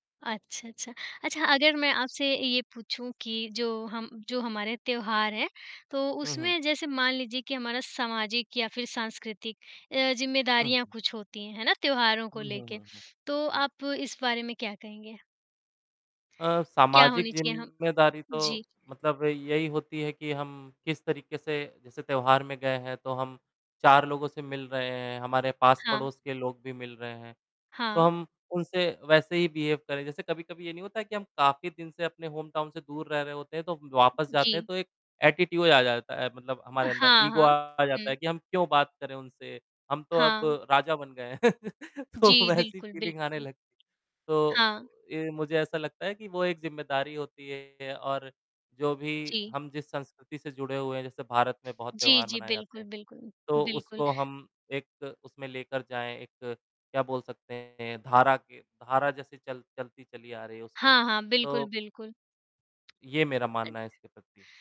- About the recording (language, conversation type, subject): Hindi, unstructured, त्योहारों का हमारे जीवन में क्या महत्व है?
- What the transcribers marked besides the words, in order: distorted speech; sniff; in English: "बिहेव"; in English: "होम टाउन"; in English: "एटिट्यूड"; in English: "ईगो आ"; laugh; laughing while speaking: "तो वैसी"; in English: "फीलिंग"; tapping